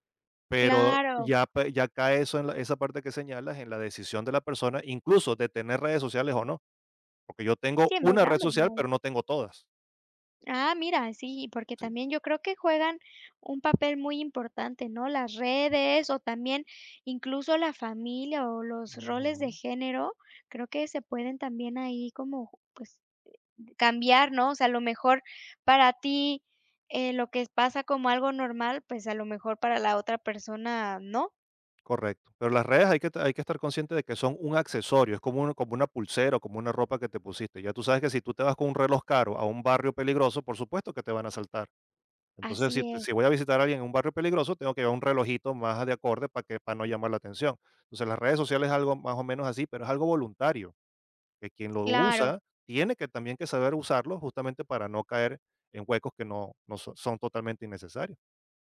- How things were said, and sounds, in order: tapping
- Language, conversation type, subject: Spanish, podcast, ¿Cómo se construye la confianza en una pareja?